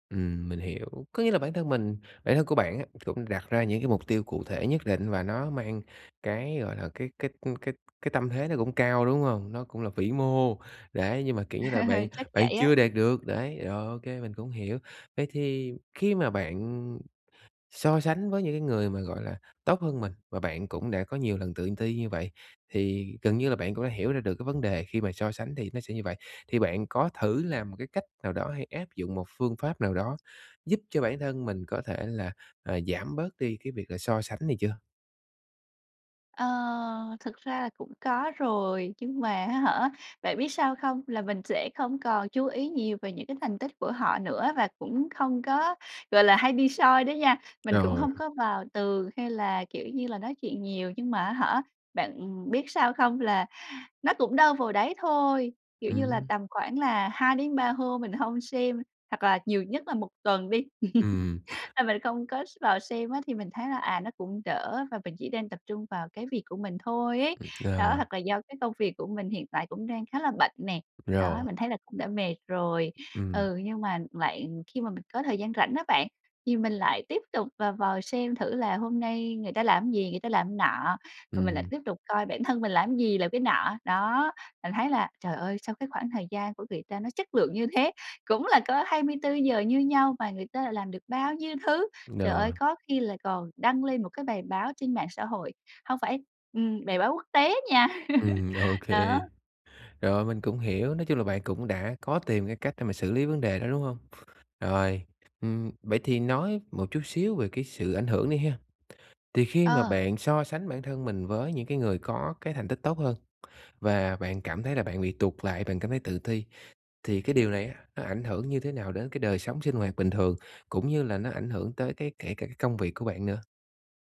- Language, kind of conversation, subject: Vietnamese, advice, Làm sao để giảm áp lực khi mình hay so sánh bản thân với người khác?
- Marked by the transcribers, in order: tapping; laugh; other background noise; laugh; "cái" said as "ưn"; "cái" said as "ưn"; laugh